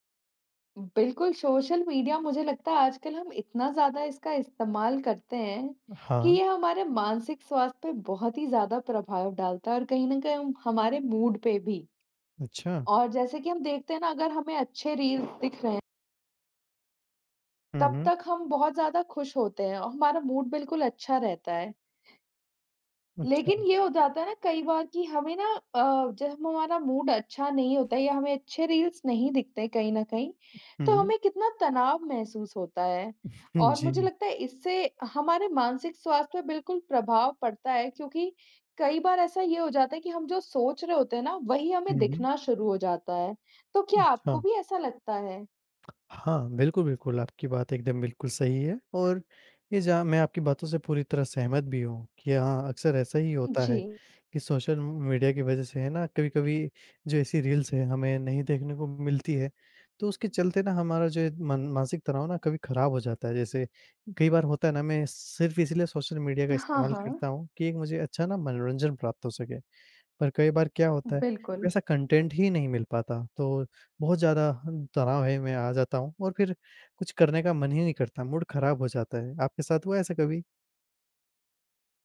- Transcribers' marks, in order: in English: "मूड"; other background noise; in English: "मूड"; in English: "मूड"; laughing while speaking: "उहुँ"; tapping; in English: "रील्स"; in English: "कंटेंट"; in English: "मूड"
- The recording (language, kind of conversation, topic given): Hindi, unstructured, क्या सोशल मीडिया का आपकी मानसिक सेहत पर असर पड़ता है?